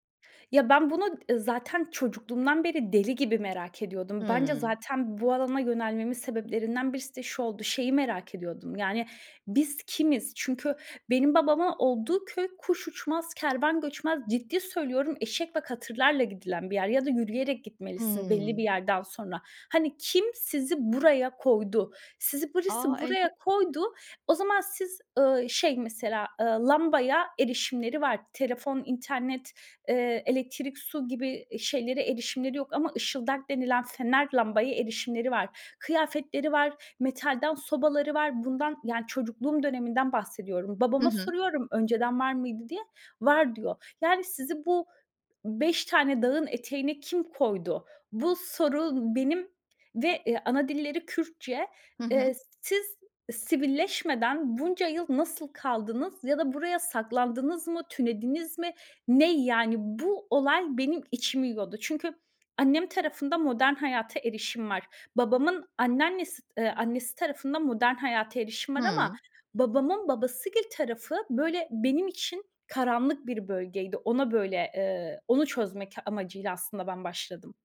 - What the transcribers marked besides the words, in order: other background noise; other noise
- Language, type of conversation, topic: Turkish, podcast, DNA testleri aile hikâyesine nasıl katkı sağlar?